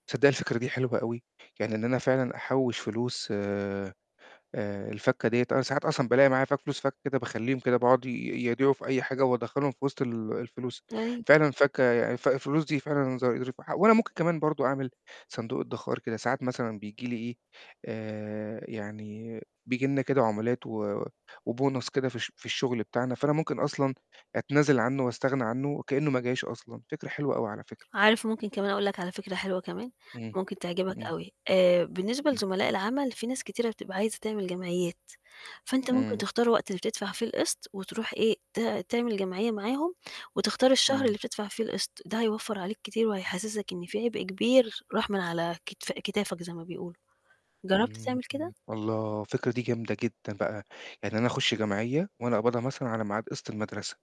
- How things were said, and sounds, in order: tapping; static; unintelligible speech; in English: "وbonus"
- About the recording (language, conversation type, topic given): Arabic, advice, إزاي أتعامل مع ضغوط مالية جت فجأة وقلقاني من الاستقرار قدّام؟